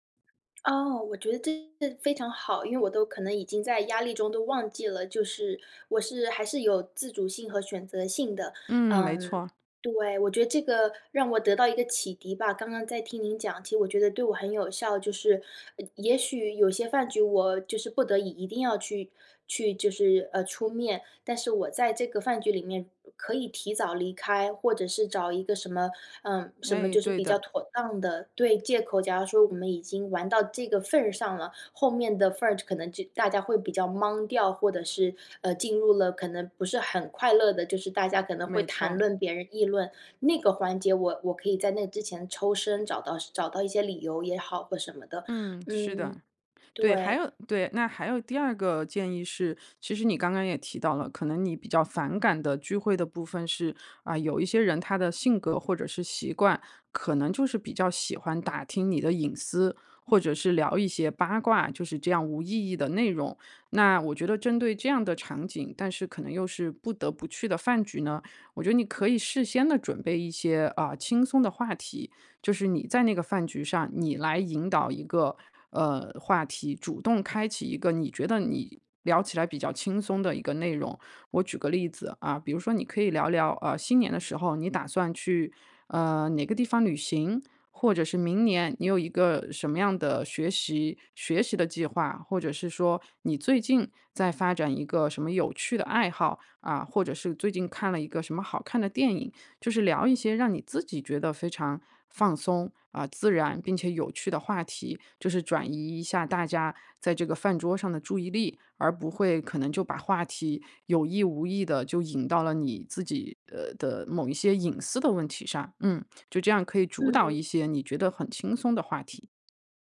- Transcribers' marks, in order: tapping; other background noise; "懵掉" said as "茫掉"
- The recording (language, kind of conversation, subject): Chinese, advice, 我該如何在社交和獨處之間找到平衡？